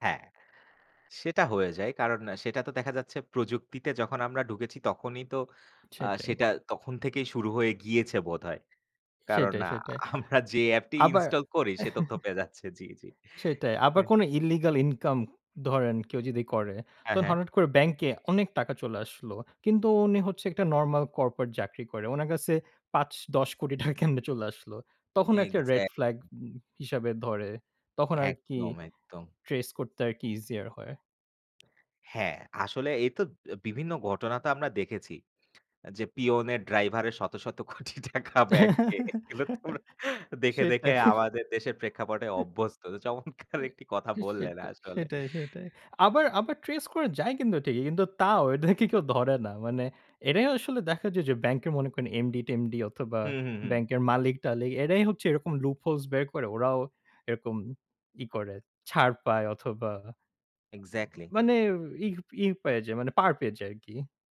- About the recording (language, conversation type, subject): Bengali, unstructured, ব্যাংকের বিভিন্ন খরচ সম্পর্কে আপনার মতামত কী?
- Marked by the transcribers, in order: laughing while speaking: "আমরা যে App টি install … জি, জি। হুম"; chuckle; in English: "illegal income"; in English: "corporate"; laughing while speaking: "পাঁচ, দশ কোটি টাকা কেমনে চলে আসলো"; in English: "red flag"; in English: "trace"; tapping; laughing while speaking: "কোটি টাকা ব্যাংকে। এগুলো তো আমরা"; laugh; laughing while speaking: "সেটাই"; scoff; laughing while speaking: "চমৎকার একটি কথা বললেন আসলে"; in English: "ট্রেস"; laughing while speaking: "এদেরকে কেউ ধরে না"; in English: "লুপ হোলস"